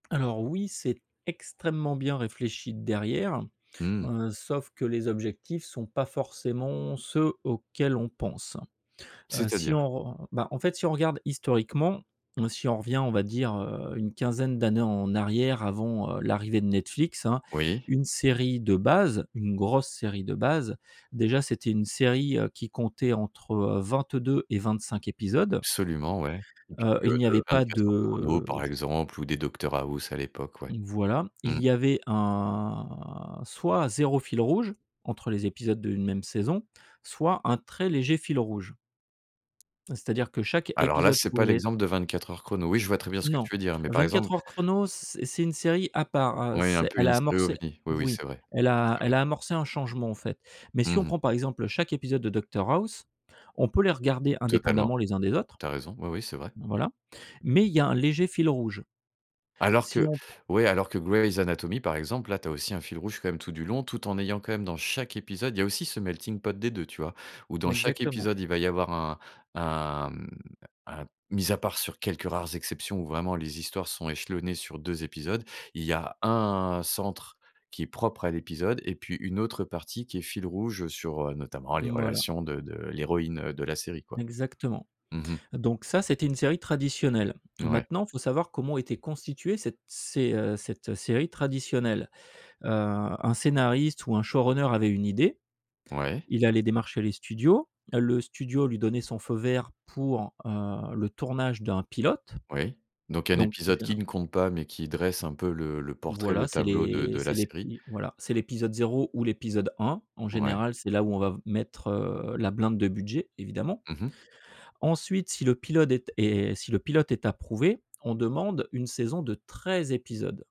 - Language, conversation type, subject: French, podcast, Tu privilégies aujourd’hui la qualité ou la quantité de contenu ?
- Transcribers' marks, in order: stressed: "extrêmement"; stressed: "base"; stressed: "grosse"; other background noise; drawn out: "de"; drawn out: "un"; stressed: "chaque"; in English: "showrunner"; "pilote" said as "pilode"; stressed: "treize"